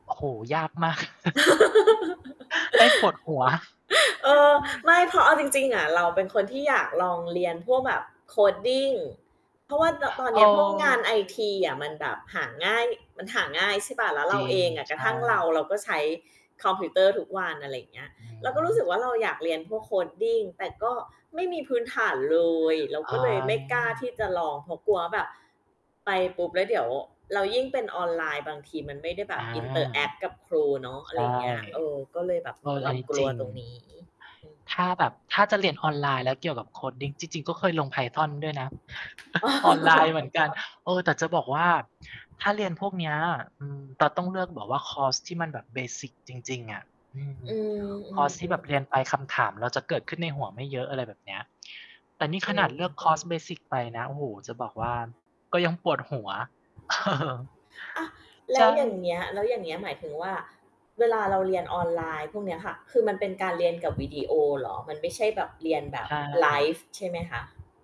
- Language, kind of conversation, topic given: Thai, unstructured, การเรียนออนไลน์เปลี่ยนวิธีการเรียนรู้ของคุณไปอย่างไรบ้าง?
- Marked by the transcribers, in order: other background noise; static; laugh; chuckle; unintelligible speech; chuckle; in English: "Coding"; tapping; distorted speech; mechanical hum; in English: "Coding"; in English: "interact"; in English: "Coding"; laugh; chuckle; in English: "เบสิก"; in English: "เบสิก"; chuckle